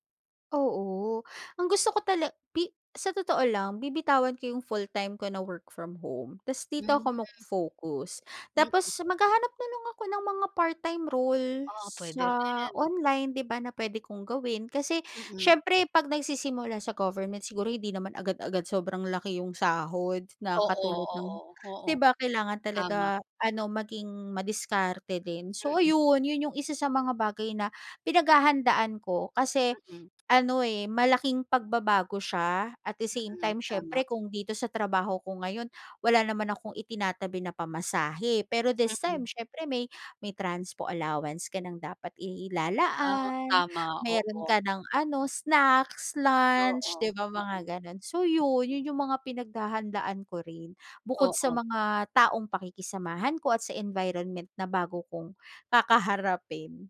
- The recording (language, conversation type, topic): Filipino, podcast, May nangyari bang hindi mo inaasahan na nagbukas ng bagong oportunidad?
- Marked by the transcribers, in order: in English: "work from home"; in English: "at the same time"